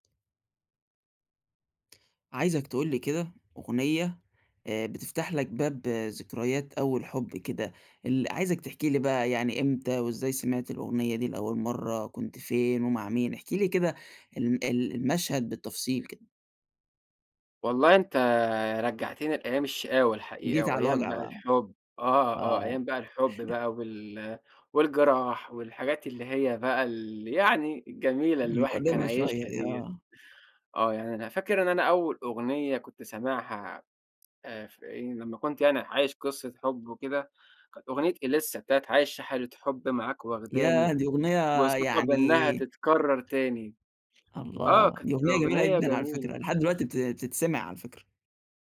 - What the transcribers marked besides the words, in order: tapping; chuckle
- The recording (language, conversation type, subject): Arabic, podcast, إيه الأغنية اللي بتفكّرك بأول حب؟